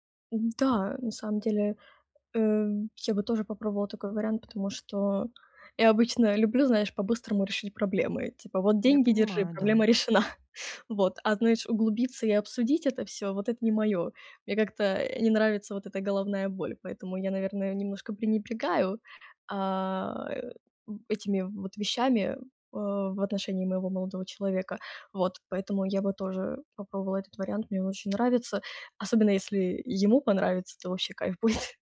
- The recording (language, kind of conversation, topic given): Russian, advice, Как я могу поддержать партнёра в период финансовых трудностей и неопределённости?
- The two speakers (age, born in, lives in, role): 20-24, Ukraine, Germany, user; 35-39, Russia, Hungary, advisor
- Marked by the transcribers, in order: laughing while speaking: "решена"; laughing while speaking: "будет"